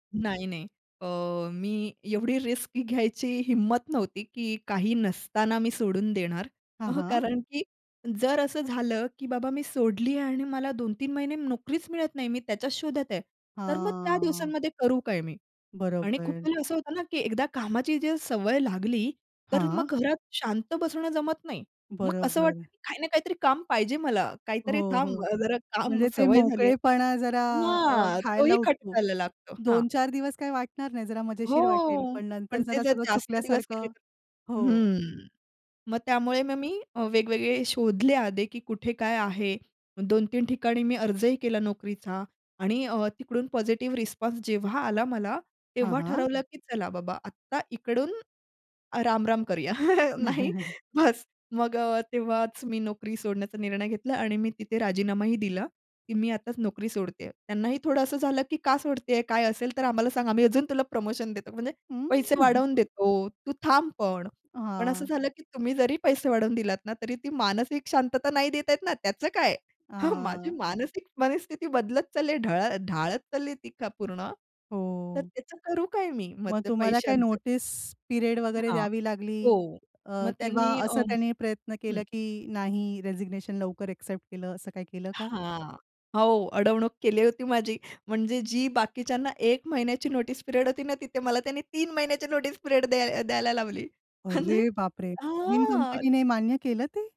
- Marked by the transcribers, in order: in English: "रिस्क"; other background noise; tapping; drawn out: "हां"; laugh; laugh; in English: "प्रमोशन"; laughing while speaking: "हं"; chuckle; in English: "नोटीस पिरियड"; in English: "रेझिग्नेशन"; in English: "नोटीस पिरियड"; laughing while speaking: "मला त्यांनी तीन महिन्याची नोटीस पिरियड द्याय द्यायला लावली"; in English: "नोटीस पिरियड"; surprised: "अरे बाप रे!"; scoff
- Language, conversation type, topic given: Marathi, podcast, नोकरी बदलावी की त्याच ठिकाणी राहावी, हे तू कसे ठरवतोस?